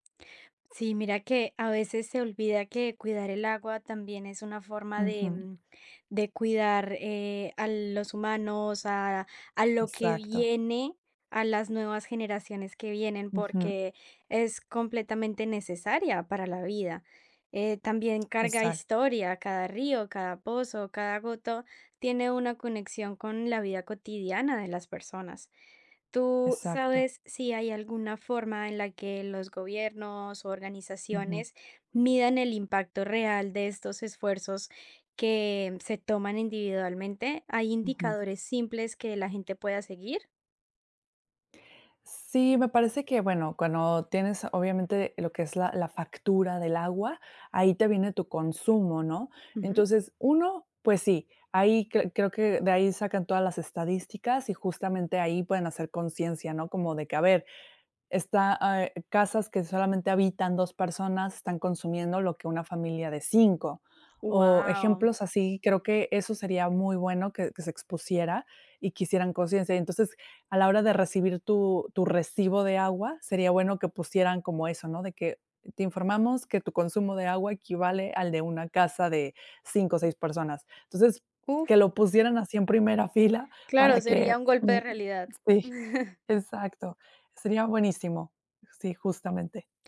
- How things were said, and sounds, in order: other background noise; tapping; chuckle; other noise
- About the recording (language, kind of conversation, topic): Spanish, podcast, ¿Cómo motivarías a la gente a cuidar el agua?